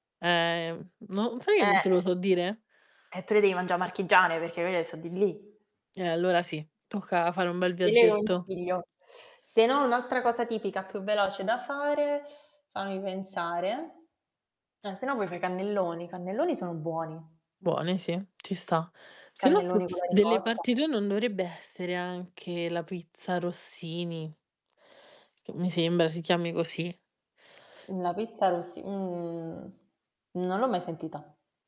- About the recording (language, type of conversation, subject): Italian, unstructured, Qual è il piatto tipico della tua zona che ami di più?
- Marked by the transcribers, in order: other background noise; distorted speech; drawn out: "mhmm"